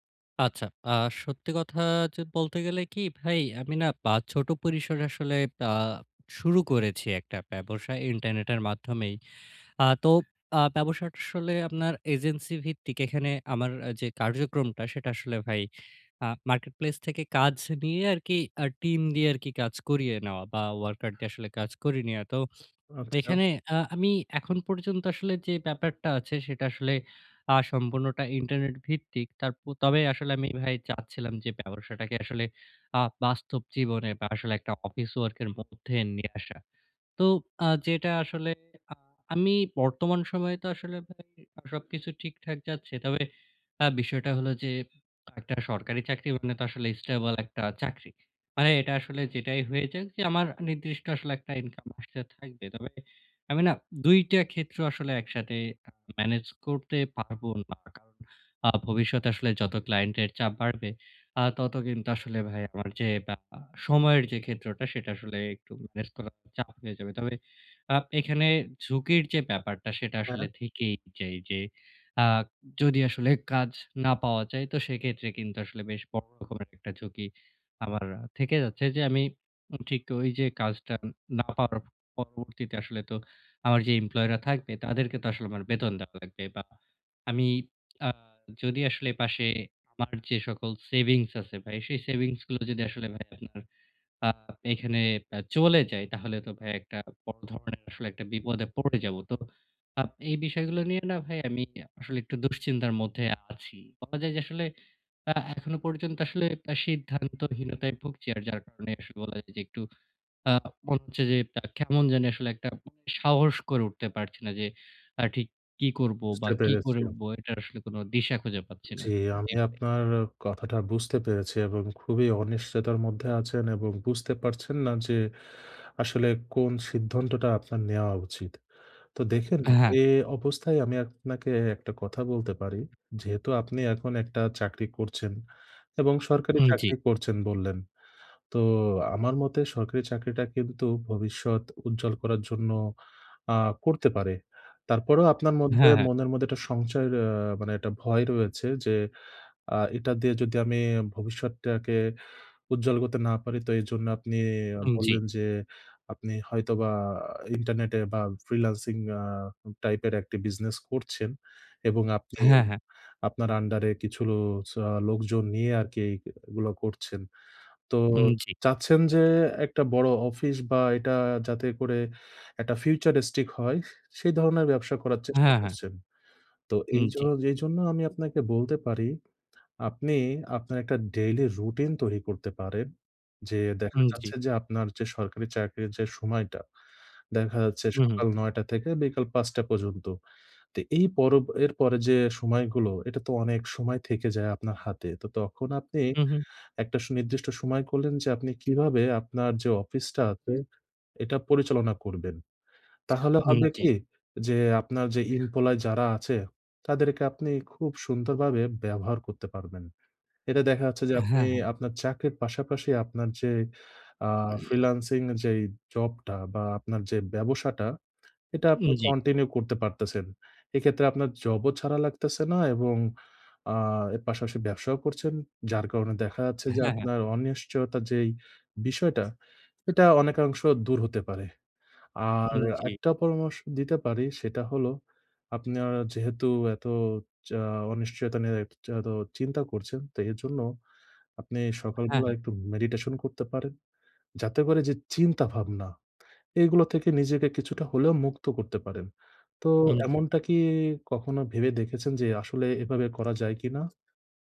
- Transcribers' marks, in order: in English: "marketplace"; in English: "office work"; in English: "employee"; "আমি" said as "আম"; "সংশয়" said as "শংচয়"; in English: "futuristic"; in English: "ইরপ্লয়ি"; "employee" said as "ইরপ্লয়ি"
- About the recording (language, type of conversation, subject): Bengali, advice, অনিশ্চয়তা মেনে নিয়ে কীভাবে শান্ত থাকা যায় এবং উদ্বেগ কমানো যায়?